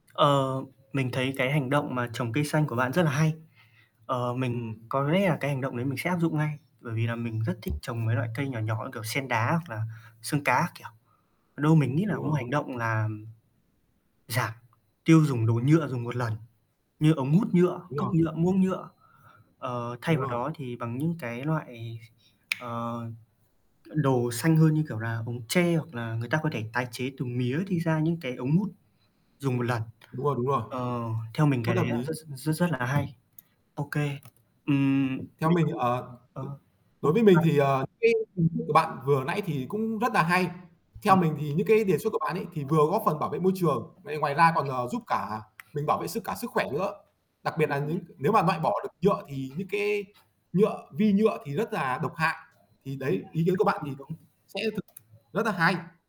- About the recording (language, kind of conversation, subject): Vietnamese, unstructured, Bạn thường làm gì hằng ngày để bảo vệ môi trường?
- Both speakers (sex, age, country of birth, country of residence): male, 20-24, Vietnam, Vietnam; male, 20-24, Vietnam, Vietnam
- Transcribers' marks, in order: static; tapping; other background noise; distorted speech; other noise; "loại" said as "noại"; unintelligible speech